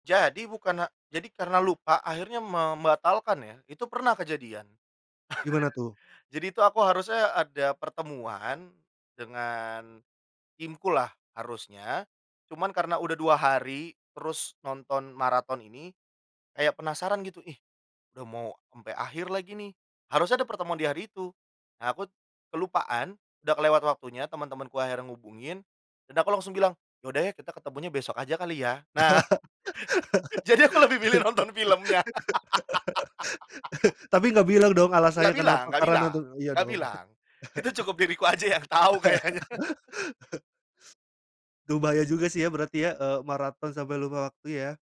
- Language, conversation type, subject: Indonesian, podcast, Apa hobi yang bikin kamu lupa waktu?
- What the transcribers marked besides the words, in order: chuckle; laugh; chuckle; laughing while speaking: "Jadi aku lebih milih nonton filmnya"; tapping; laugh; laughing while speaking: "Itu cukup diriku aja yang tahu kayaknya"; chuckle; laugh